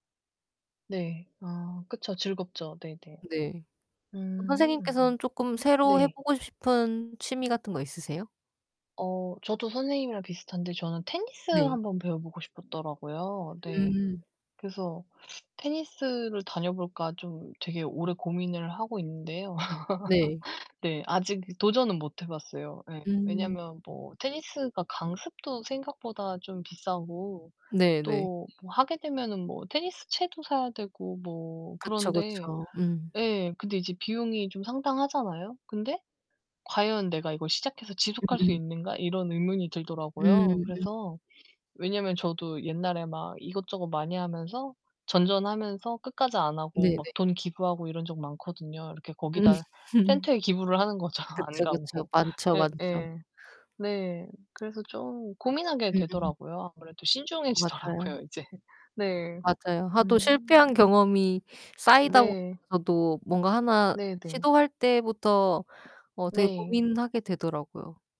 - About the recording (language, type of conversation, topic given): Korean, unstructured, 어떤 취미가 스트레스를 가장 잘 풀어주나요?
- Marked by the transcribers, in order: tapping; distorted speech; other background noise; laugh; background speech; laughing while speaking: "음"; laughing while speaking: "안 가고"; laughing while speaking: "신중해지더라고요 이제"